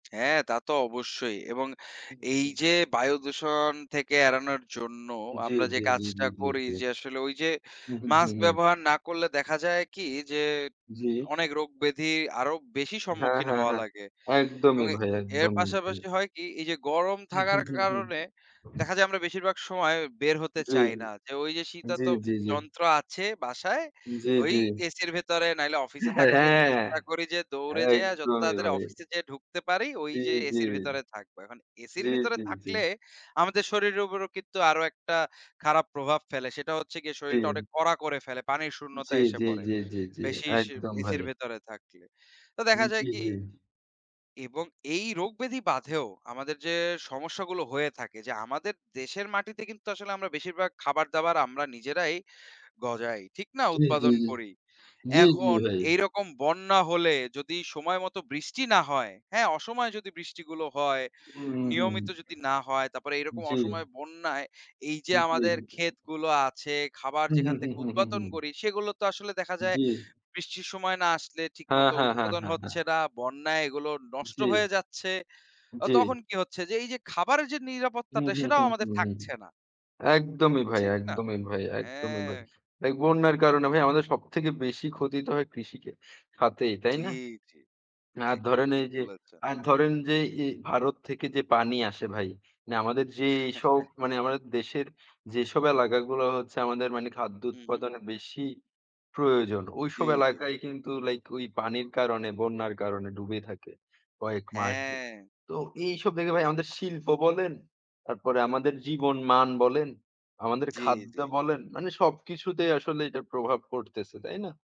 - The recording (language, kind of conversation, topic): Bengali, unstructured, জলবায়ু পরিবর্তন আমাদের দৈনন্দিন জীবনে কীভাবে প্রভাব ফেলে?
- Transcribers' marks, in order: tapping; other noise; drawn out: "বায়ুদূষণ"; chuckle; laughing while speaking: "হ্যাঁ"; chuckle